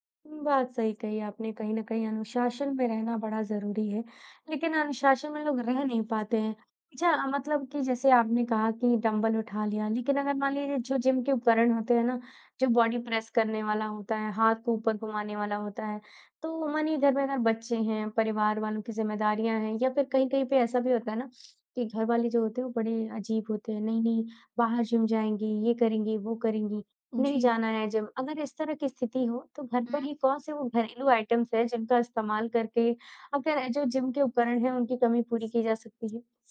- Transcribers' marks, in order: in English: "बॉडी प्रेस"; in English: "आइटम्स"; other background noise
- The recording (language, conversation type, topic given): Hindi, podcast, जिम नहीं जा पाएं तो घर पर व्यायाम कैसे करें?